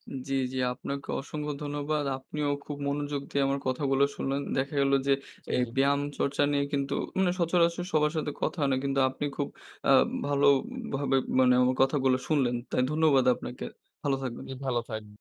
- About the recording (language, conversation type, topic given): Bengali, podcast, আপনি কীভাবে নিয়মিত হাঁটা বা ব্যায়াম চালিয়ে যান?
- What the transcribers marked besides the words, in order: tapping